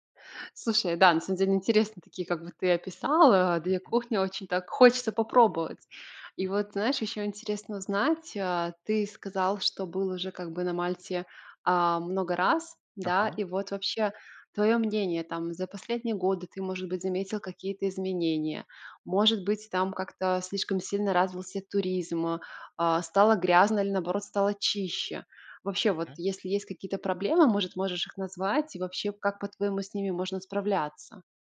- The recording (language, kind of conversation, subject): Russian, podcast, Почему для вас важно ваше любимое место на природе?
- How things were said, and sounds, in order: none